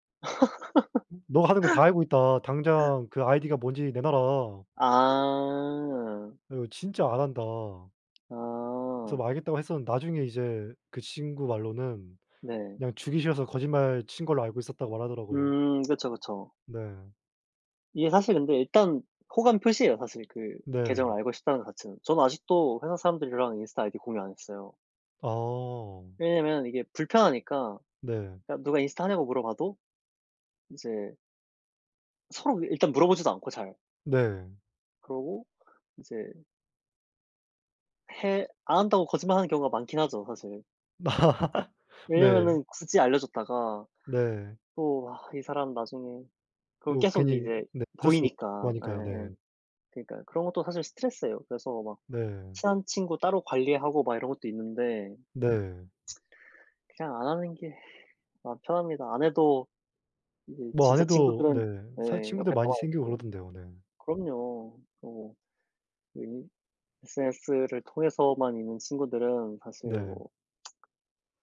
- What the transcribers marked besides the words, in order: laugh; other background noise; tapping; laugh; tsk; tsk
- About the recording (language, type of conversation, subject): Korean, unstructured, 돈과 행복은 어떤 관계가 있다고 생각하나요?